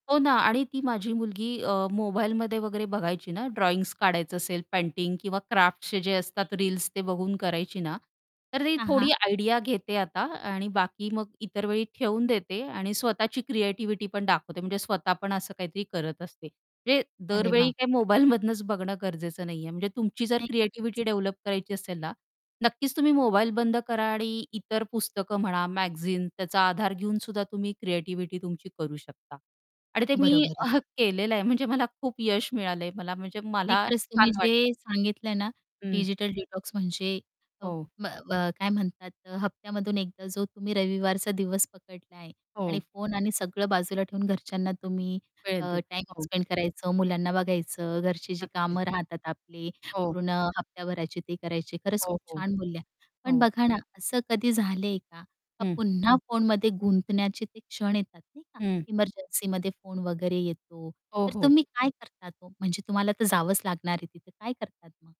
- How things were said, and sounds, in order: in English: "ड्रॉइंग"; horn; static; in English: "आयडिया"; other background noise; in English: "डेव्हलप"; distorted speech; in English: "स्पेंड"
- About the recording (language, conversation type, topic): Marathi, podcast, तुम्ही डिजिटल विश्रांती घेतली आहे का, आणि ती तुम्हाला कशी वाटली?